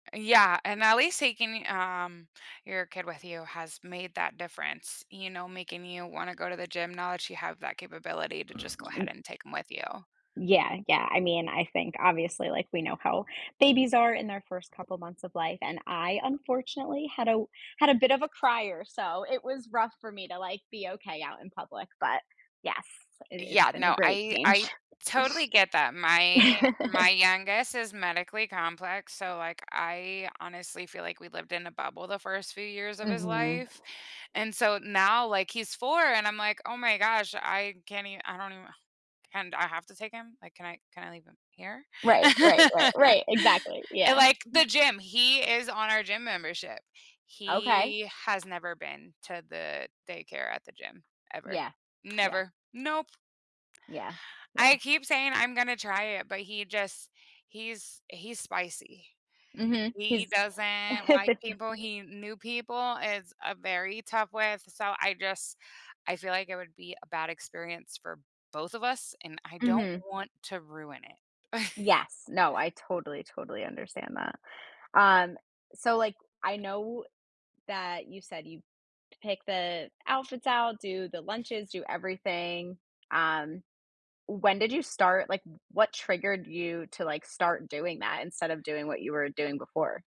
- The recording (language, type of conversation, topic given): English, unstructured, How can small adjustments in daily routines lead to meaningful improvements?
- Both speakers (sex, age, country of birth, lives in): female, 30-34, United States, United States; female, 30-34, United States, United States
- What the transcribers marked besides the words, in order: other background noise; laugh; background speech; laugh; tapping; chuckle; chuckle